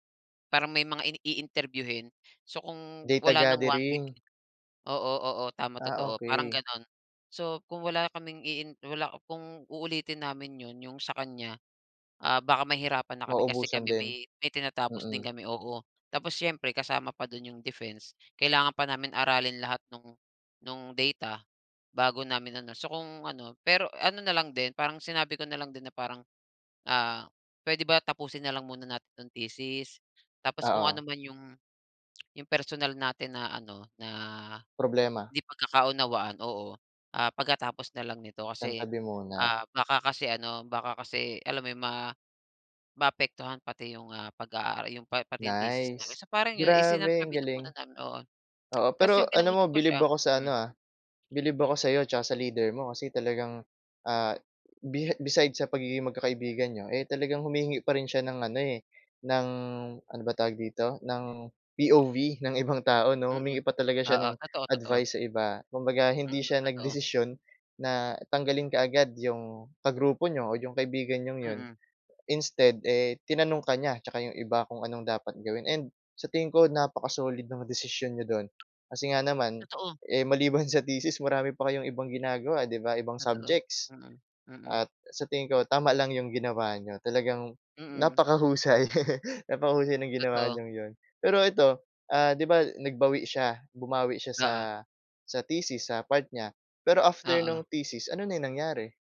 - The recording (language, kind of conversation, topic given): Filipino, podcast, Ano ang pinakamalaking hamon na hinarap ninyo bilang grupo, at paano ninyo ito nalampasan?
- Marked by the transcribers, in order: tapping; tsk; laugh